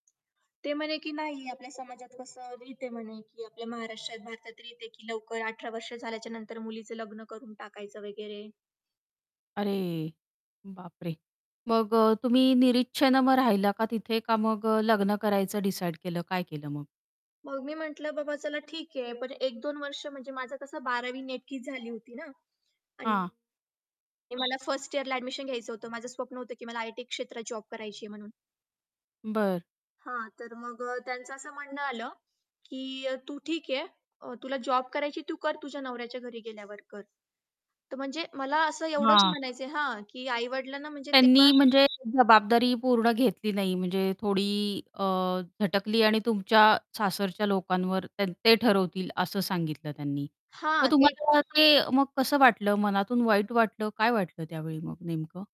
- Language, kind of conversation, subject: Marathi, podcast, आई-वडिलांना आदर राखून आपल्या मर्यादा कशा सांगता येतील?
- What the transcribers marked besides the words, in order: distorted speech; horn; tapping; static; "नेमकीच" said as "नेटकीच"; other background noise